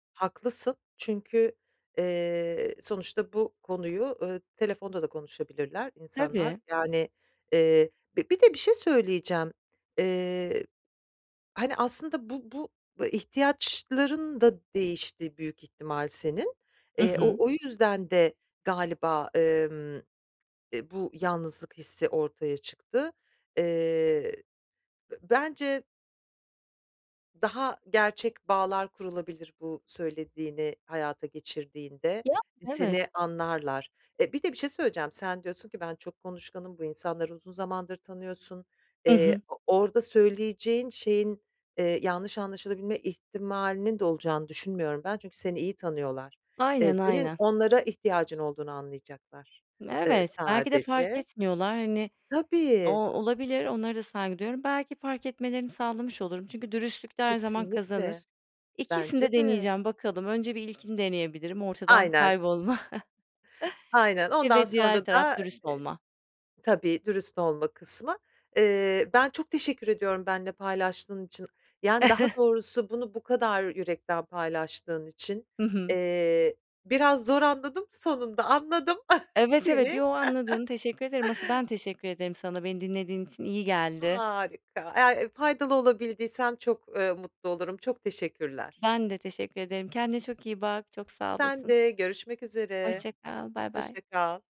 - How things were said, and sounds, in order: tapping; unintelligible speech; other background noise; chuckle; chuckle; chuckle
- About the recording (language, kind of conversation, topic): Turkish, advice, Arkadaş grubundayken neden yalnız hissediyorum ve bu durumla nasıl başa çıkabilirim?